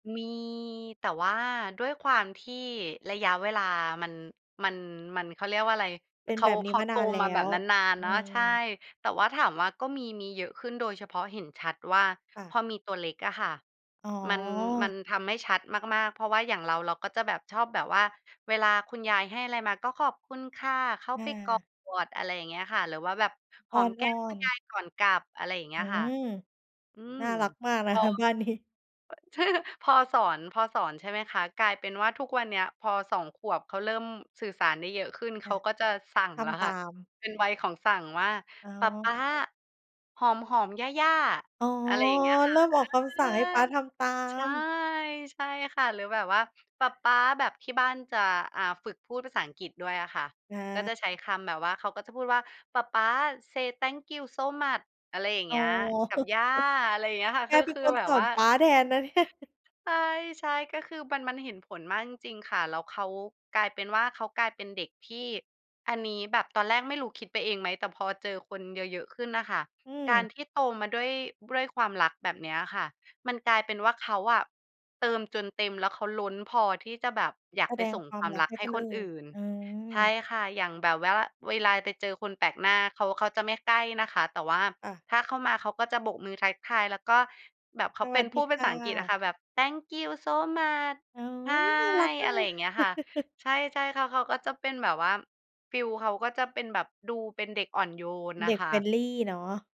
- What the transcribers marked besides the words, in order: laughing while speaking: "นะคะบ้านนี้"; other noise; laughing while speaking: "ใช่ค่ะ"; tapping; in English: "say thank you so much"; chuckle; laughing while speaking: "นะเนี่ย"; "แบบว่า" said as "แว่อะ"; put-on voice: "Thank you so much"; in English: "Thank you so much"; put-on voice: "โอ๊ย น่ารักมากเลย"; chuckle; in English: "friendly"
- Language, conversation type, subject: Thai, podcast, คุณคิดว่าควรแสดงความรักในครอบครัวอย่างไรบ้าง?